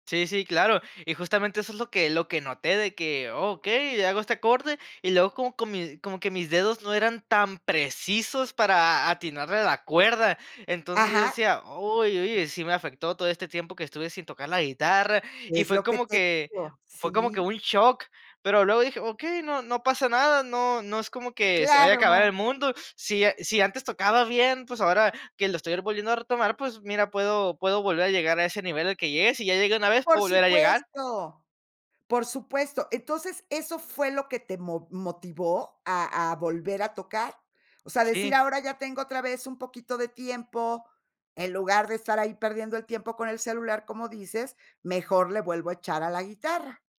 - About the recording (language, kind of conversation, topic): Spanish, podcast, ¿Cómo fue retomar un pasatiempo que habías dejado?
- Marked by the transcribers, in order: none